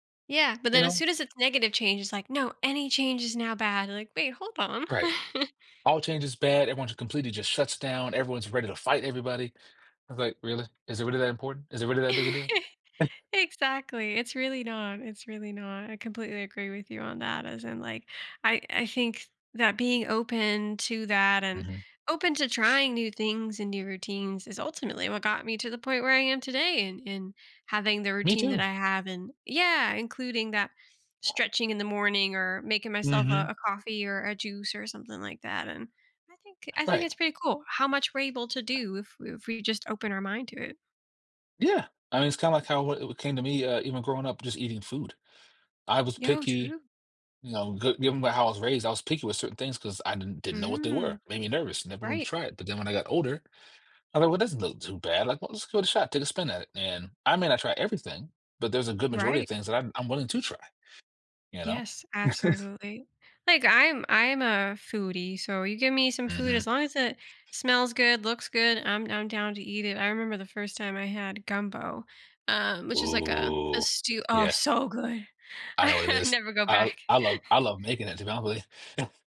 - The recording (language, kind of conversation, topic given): English, unstructured, What habits or rituals help you start your day on a positive note?
- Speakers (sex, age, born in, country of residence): female, 30-34, United States, United States; male, 35-39, Germany, United States
- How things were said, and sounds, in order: other background noise; chuckle; chuckle; scoff; chuckle; chuckle; laughing while speaking: "I"; chuckle